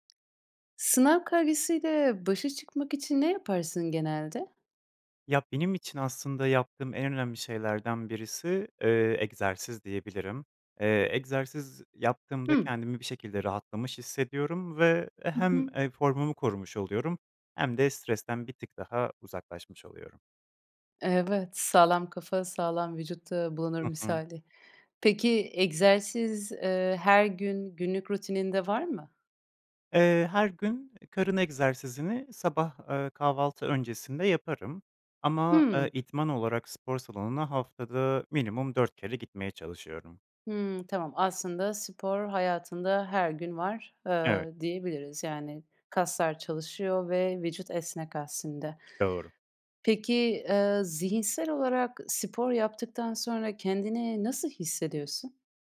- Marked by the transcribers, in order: other background noise
- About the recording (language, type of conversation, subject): Turkish, podcast, Sınav kaygısıyla başa çıkmak için genelde ne yaparsın?